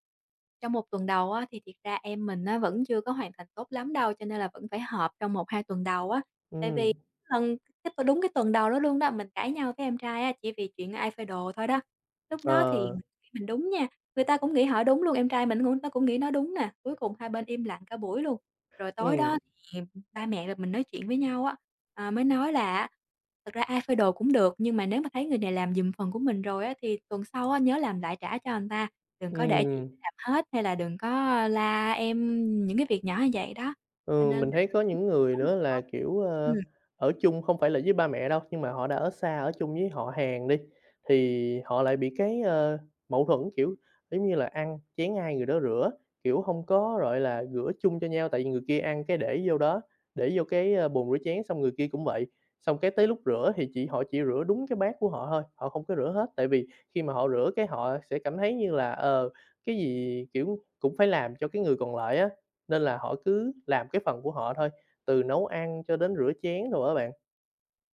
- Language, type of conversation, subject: Vietnamese, podcast, Làm sao bạn phân chia trách nhiệm làm việc nhà với người thân?
- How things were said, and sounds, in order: tapping; unintelligible speech; unintelligible speech; unintelligible speech